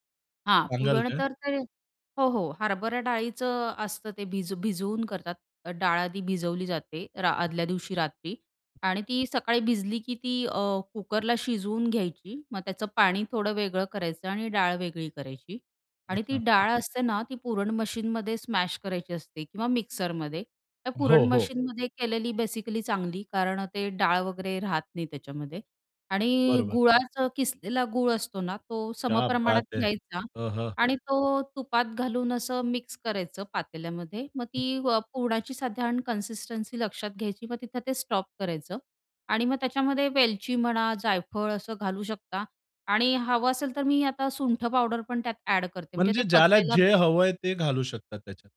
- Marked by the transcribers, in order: other background noise; in English: "स्मॅश"; in English: "बेसिकली"; in Hindi: "क्या बात है!"; tapping
- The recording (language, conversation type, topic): Marathi, podcast, सणासाठी तुमच्या घरात नेहमी कोणते पदार्थ बनवतात?